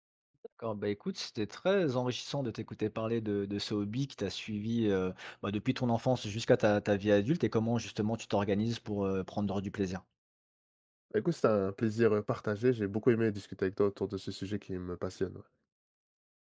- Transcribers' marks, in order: none
- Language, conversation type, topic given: French, podcast, Quel est un hobby qui t’aide à vider la tête ?
- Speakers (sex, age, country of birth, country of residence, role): male, 30-34, France, France, guest; male, 35-39, France, France, host